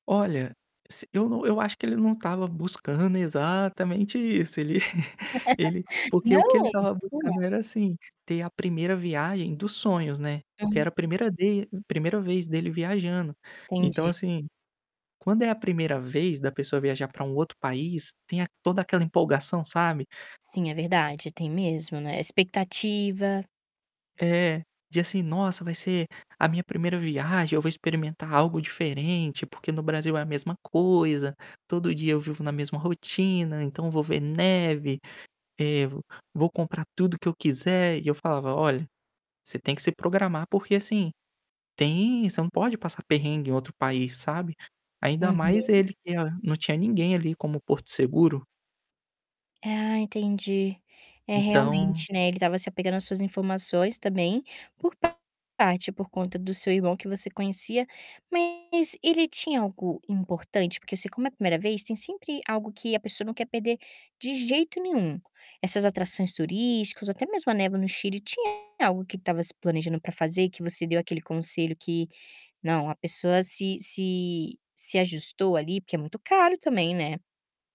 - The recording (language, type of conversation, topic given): Portuguese, podcast, Que conselho você daria a quem vai viajar sozinho pela primeira vez?
- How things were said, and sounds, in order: static; chuckle; laugh; distorted speech; tapping; other background noise